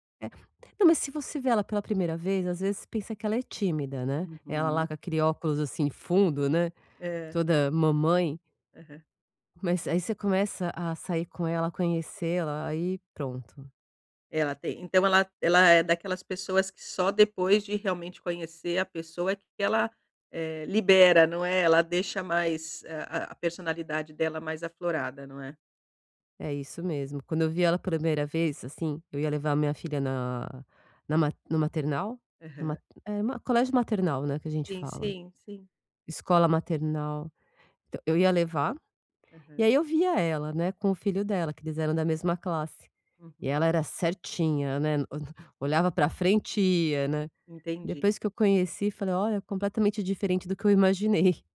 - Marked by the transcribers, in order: none
- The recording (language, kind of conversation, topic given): Portuguese, advice, Como conciliar planos festivos quando há expectativas diferentes?